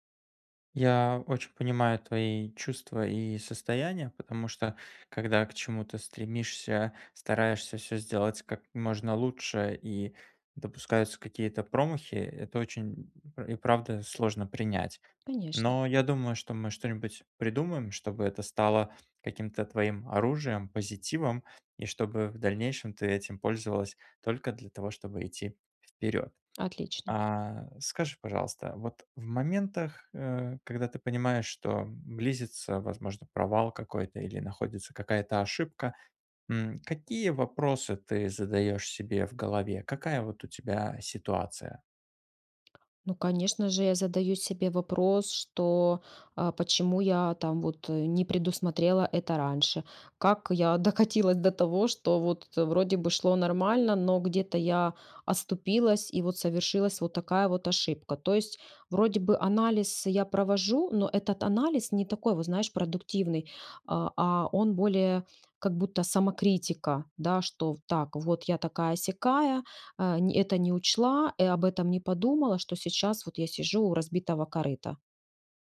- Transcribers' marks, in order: other background noise; tapping; laughing while speaking: "докатилась"
- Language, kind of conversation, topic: Russian, advice, Как научиться принимать ошибки как часть прогресса и продолжать двигаться вперёд?